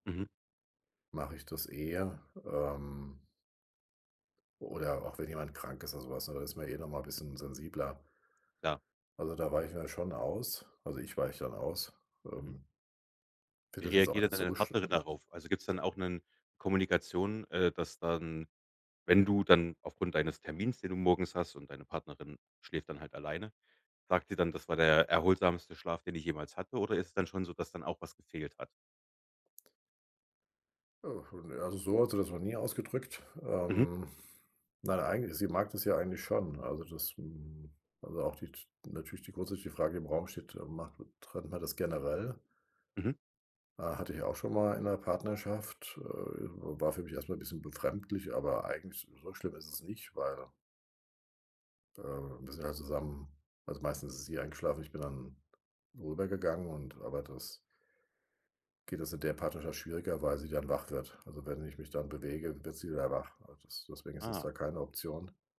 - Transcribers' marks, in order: other background noise
- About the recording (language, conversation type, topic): German, advice, Wie beeinträchtigt Schnarchen von dir oder deinem Partner deinen Schlaf?